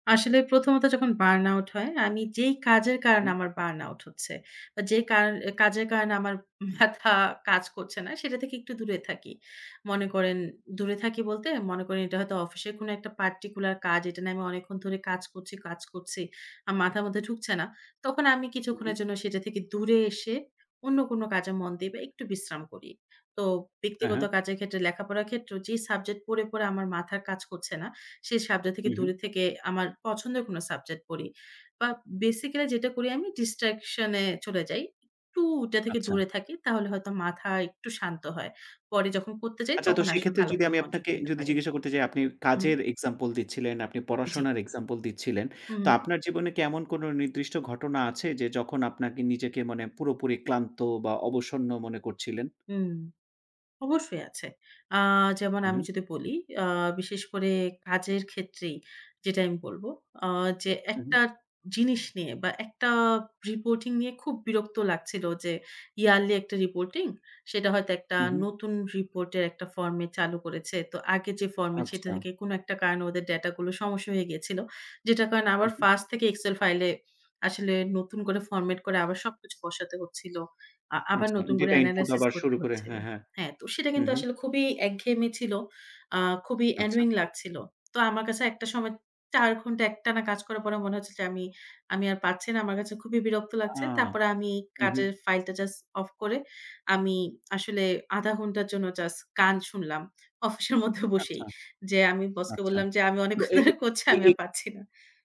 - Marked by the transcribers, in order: "সাবজেক্ট" said as "সাবজে"; in English: "distraction"; tapping; in English: "annoying"; tsk; laughing while speaking: "অফিসের মধ্যে বসেই"; laughing while speaking: "অনেকক্ষণ ধরে করছি, আমি আর পারছি না"
- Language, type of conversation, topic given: Bengali, podcast, বার্নআউট হলে আপনি সাধারণত কী করেন, একটু বলবেন?